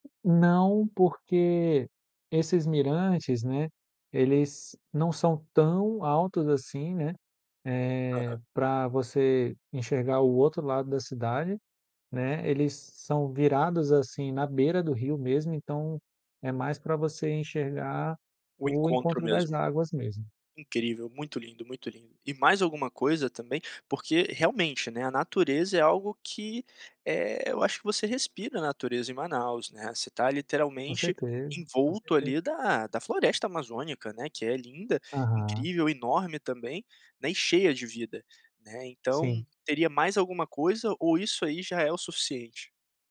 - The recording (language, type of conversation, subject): Portuguese, podcast, O que te dá mais orgulho na sua herança cultural?
- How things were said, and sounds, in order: none